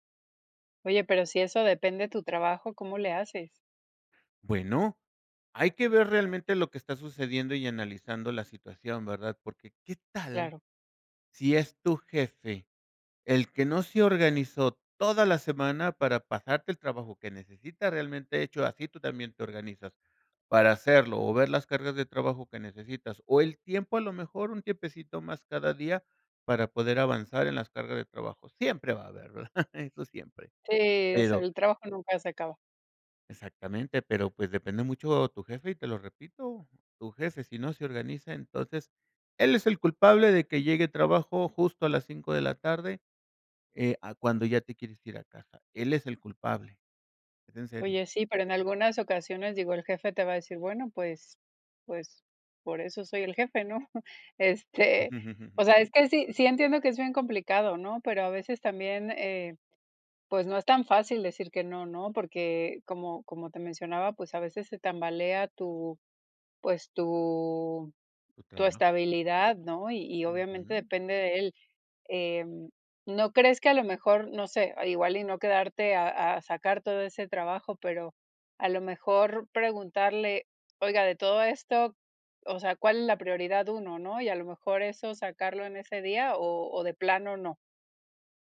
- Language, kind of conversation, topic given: Spanish, podcast, ¿Cómo decides cuándo decir “no” en el trabajo?
- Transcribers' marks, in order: chuckle; laughing while speaking: "¿no?. Este"; chuckle